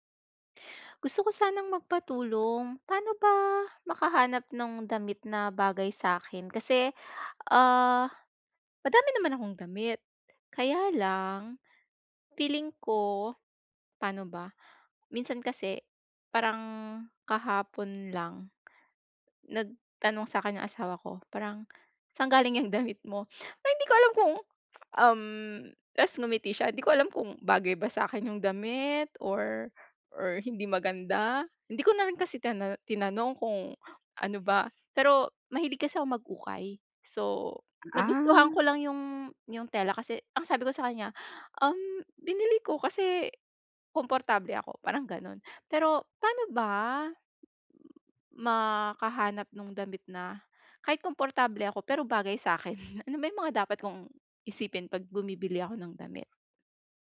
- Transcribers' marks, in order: tapping
- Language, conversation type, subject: Filipino, advice, Paano ako makakahanap ng damit na bagay sa akin?